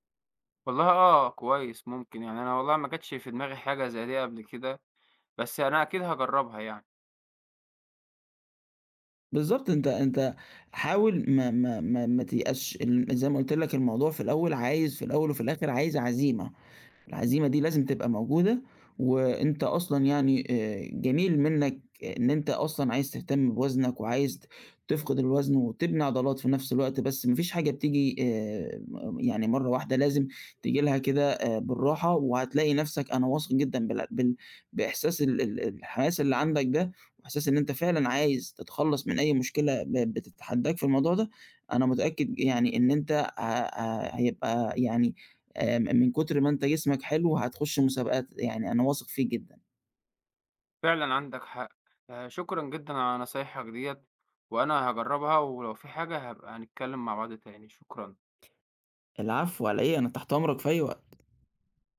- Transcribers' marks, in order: tapping
- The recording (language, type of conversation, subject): Arabic, advice, إزاي أوازن بين تمرين بناء العضلات وخسارة الوزن؟